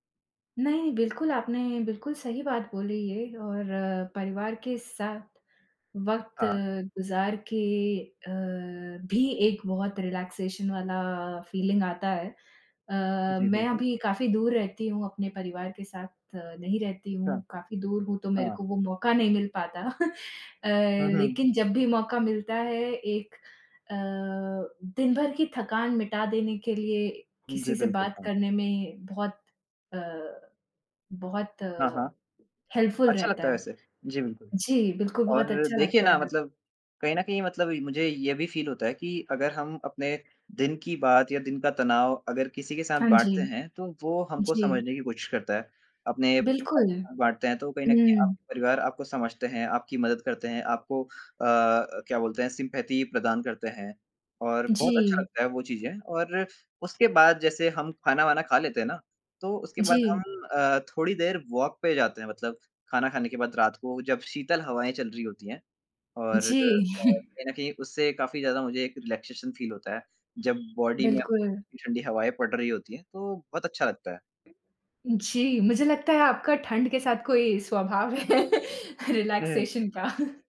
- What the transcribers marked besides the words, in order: in English: "रिलैक्सेशन"; in English: "फीलिंग"; chuckle; in English: "हेल्पफुल"; in English: "फील"; unintelligible speech; in English: "सिम्पैथी"; in English: "वॉक"; chuckle; in English: "रिलैक्सेशन फील"; horn; in English: "बॉडी"; laughing while speaking: "है"; laugh; in English: "रिलैक्सेशन"; chuckle
- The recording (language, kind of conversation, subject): Hindi, unstructured, दिन के आखिर में आप खुद को कैसे आराम देते हैं?
- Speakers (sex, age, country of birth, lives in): female, 25-29, India, France; male, 20-24, India, India